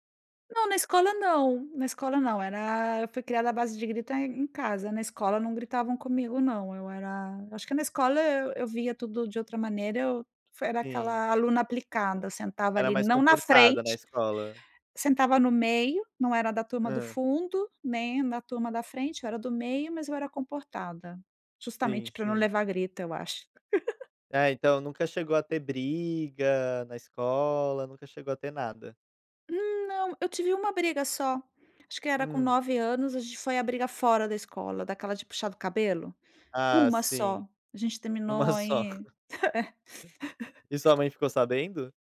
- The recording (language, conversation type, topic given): Portuguese, podcast, Me conta uma lembrança marcante da sua família?
- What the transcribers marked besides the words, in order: laugh; tapping; laughing while speaking: "uma"; laugh; other background noise